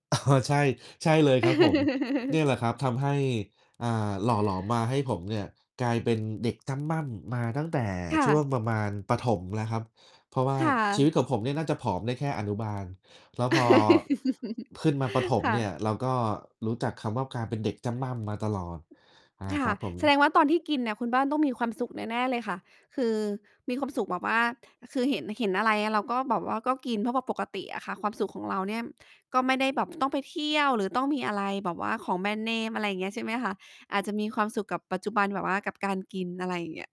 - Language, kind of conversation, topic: Thai, unstructured, ถ้าคุณสามารถพูดอะไรกับตัวเองตอนเด็กได้ คุณจะพูดว่าอะไร?
- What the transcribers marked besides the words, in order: distorted speech; laugh; laugh; mechanical hum